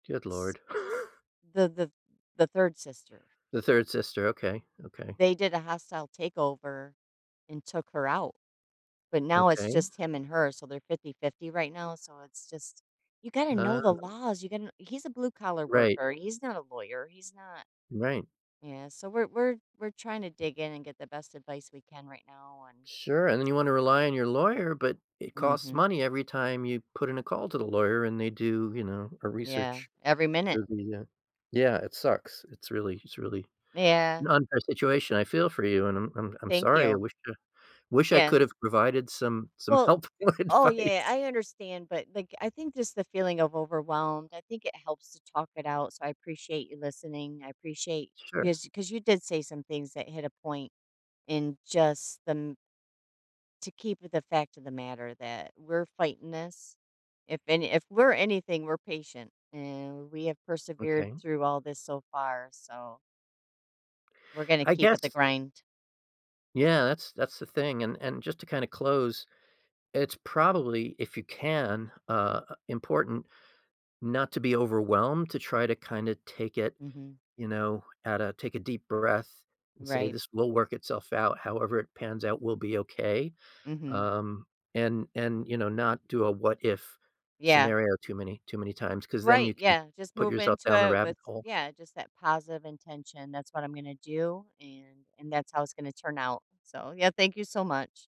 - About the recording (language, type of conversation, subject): English, advice, How can I manage feeling overwhelmed and get back on track?
- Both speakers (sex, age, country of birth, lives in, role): female, 50-54, United States, United States, user; male, 60-64, United States, United States, advisor
- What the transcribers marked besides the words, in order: chuckle; other background noise; laughing while speaking: "help or advice"